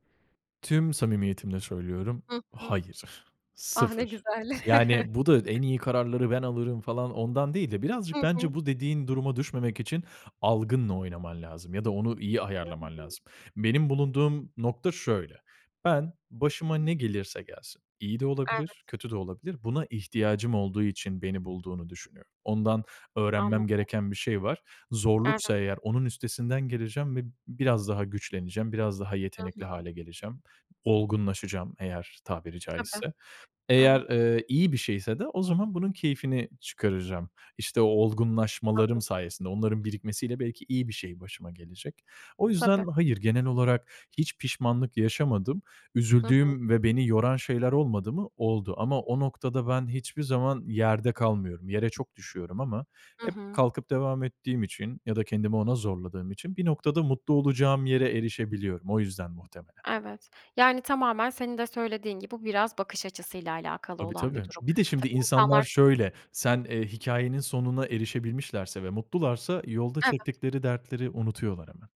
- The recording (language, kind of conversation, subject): Turkish, podcast, Kendini riske soktuğun ama pişman olmadığın bir anını paylaşır mısın?
- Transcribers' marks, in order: chuckle; chuckle; other background noise; unintelligible speech